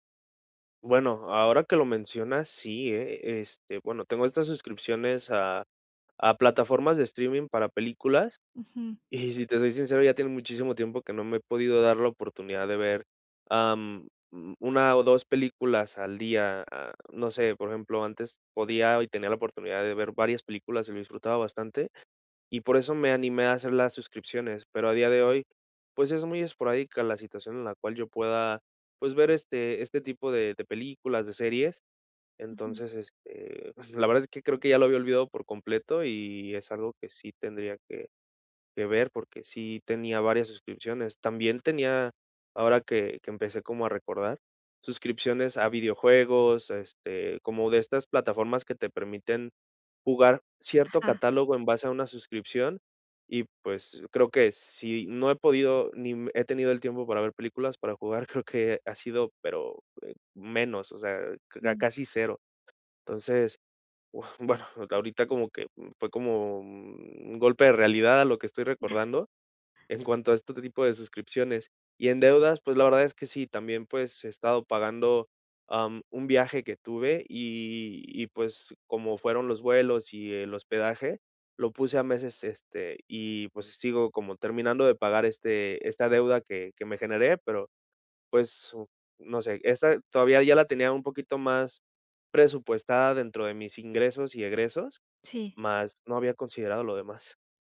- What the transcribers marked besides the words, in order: laughing while speaking: "y"; unintelligible speech; other noise
- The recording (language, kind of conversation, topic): Spanish, advice, ¿Por qué no logro ahorrar nada aunque reduzco gastos?